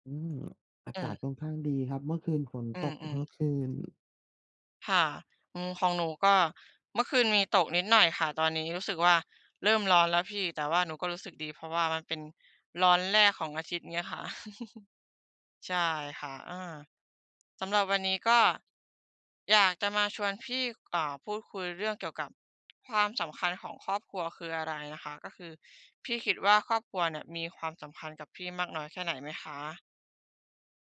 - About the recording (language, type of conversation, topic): Thai, unstructured, คุณคิดว่าความสำคัญของครอบครัวคืออะไร?
- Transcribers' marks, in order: other background noise; chuckle